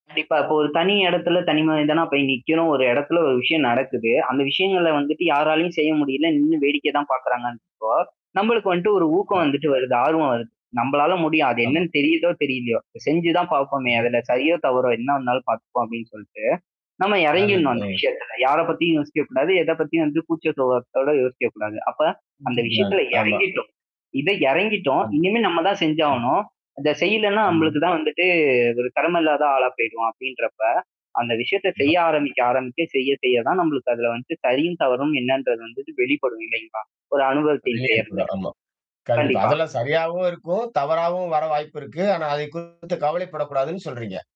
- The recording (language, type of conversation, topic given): Tamil, podcast, புதிய திறமை ஒன்றை கற்றுக்கொள்ளத் தொடங்கும்போது நீங்கள் எப்படித் தொடங்குகிறீர்கள்?
- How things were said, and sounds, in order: static; other noise; unintelligible speech; mechanical hum; distorted speech; unintelligible speech; unintelligible speech; tapping